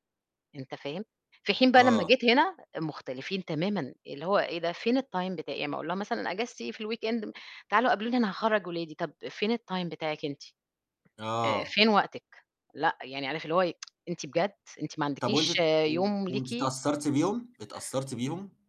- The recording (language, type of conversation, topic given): Arabic, podcast, إزاي بتوازني بين راحتك وواجبات البيت؟
- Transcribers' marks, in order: in English: "الTime"; in English: "الweekend"; in English: "الTime"; tsk; distorted speech